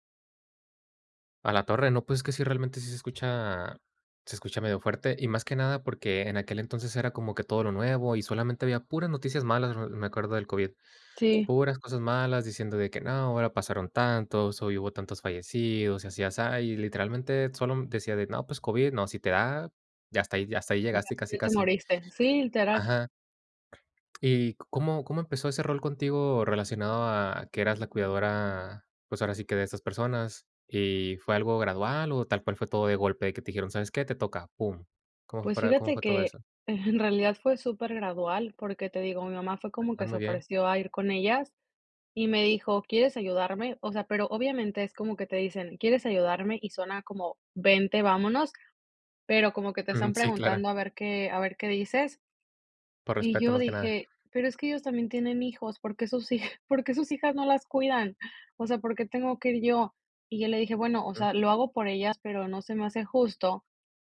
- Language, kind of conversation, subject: Spanish, podcast, ¿Cómo te transformó cuidar a alguien más?
- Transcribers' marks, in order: tapping; laughing while speaking: "en"; laughing while speaking: "hij"